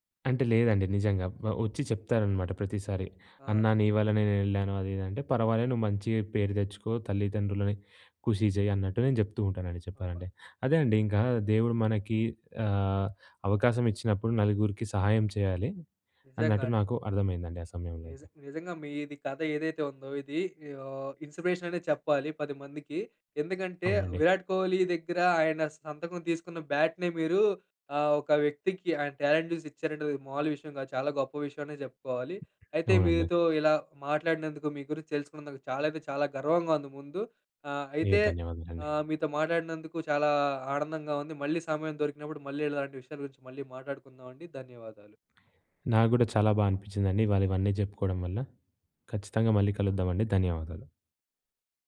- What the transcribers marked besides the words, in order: in English: "ఇన్‌స్పిరేషన్"; in English: "బ్యాట్‌ని"; in English: "టాలెంట్"; other background noise
- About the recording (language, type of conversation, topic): Telugu, podcast, ఒక చిన్న సహాయం పెద్ద మార్పు తేవగలదా?